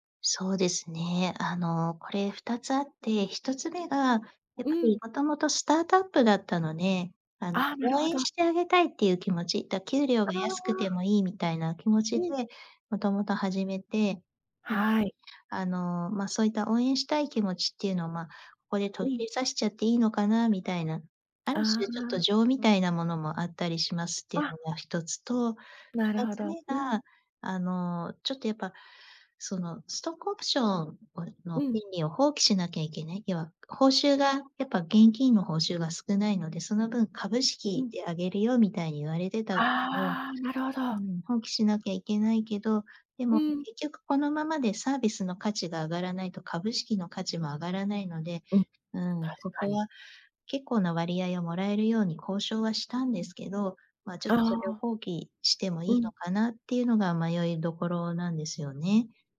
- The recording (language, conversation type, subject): Japanese, advice, 退職すべきか続けるべきか決められず悩んでいる
- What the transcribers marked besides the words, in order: unintelligible speech; other noise